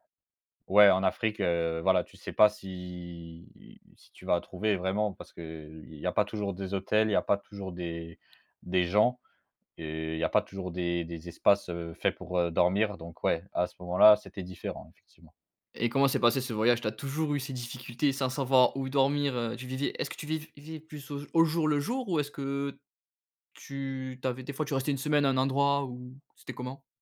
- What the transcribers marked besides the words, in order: drawn out: "si"; tapping; "vivais" said as "vais"
- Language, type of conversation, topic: French, podcast, Quelle crainte as-tu surmontée pendant un voyage ?